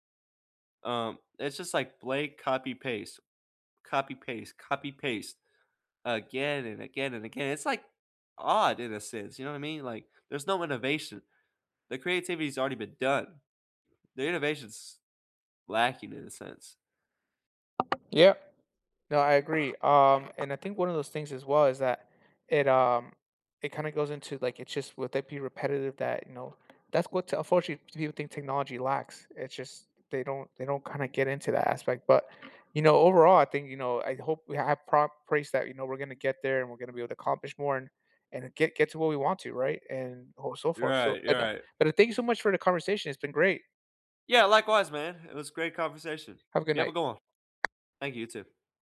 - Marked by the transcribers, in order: tapping; other background noise
- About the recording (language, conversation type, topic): English, unstructured, What scientific breakthrough surprised the world?